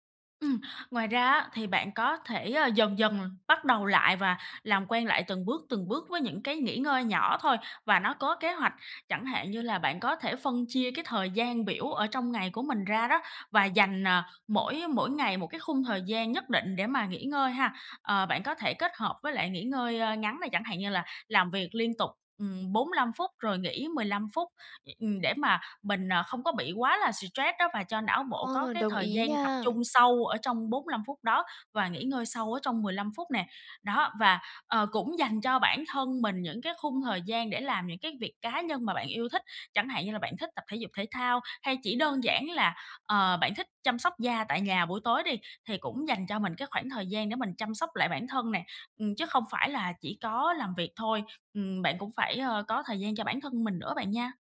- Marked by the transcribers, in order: tapping; other noise; "stress" said as "xì trét"; other background noise
- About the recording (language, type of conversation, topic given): Vietnamese, advice, Làm sao để nghỉ ngơi mà không thấy tội lỗi?